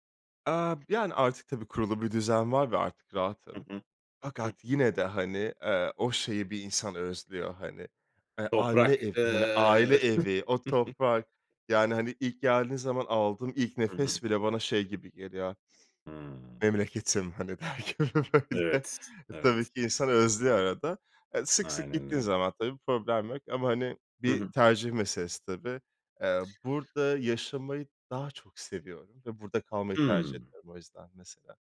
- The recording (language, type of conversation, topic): Turkish, podcast, Göç hikâyeleri ailenizde nasıl yer buluyor?
- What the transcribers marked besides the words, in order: chuckle; other background noise; laughing while speaking: "derken böyle"